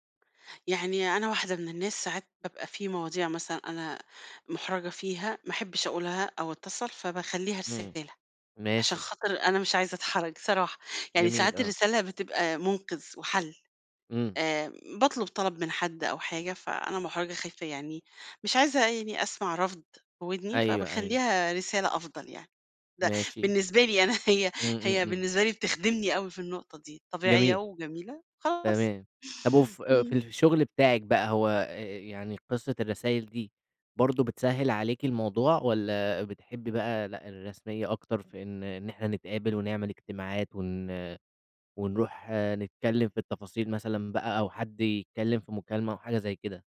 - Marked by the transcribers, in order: laughing while speaking: "هي"
- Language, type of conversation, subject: Arabic, podcast, إزاي بتفضّل تتواصل أونلاين: رسايل ولا مكالمات؟